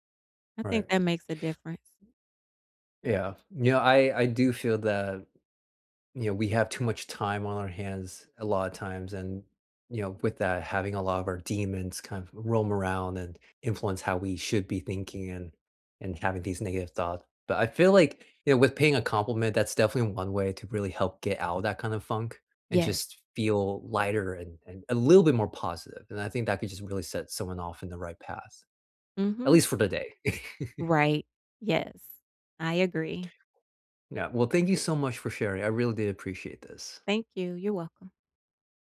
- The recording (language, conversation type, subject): English, unstructured, Why do I feel ashamed of my identity and what helps?
- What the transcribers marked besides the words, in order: stressed: "little"; chuckle